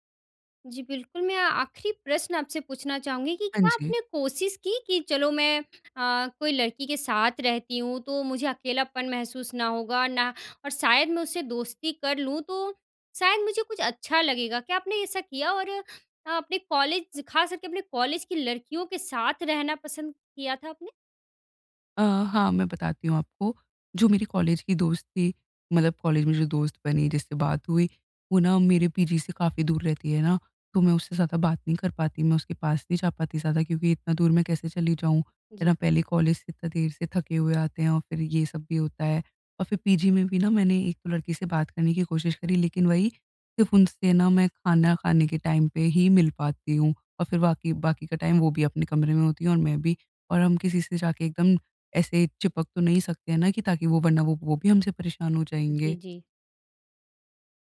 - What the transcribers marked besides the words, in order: in English: "पीजी"; in English: "पीजी"; in English: "टाइम"; in English: "टाइम"
- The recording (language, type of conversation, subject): Hindi, advice, अजनबीपन से जुड़ाव की यात्रा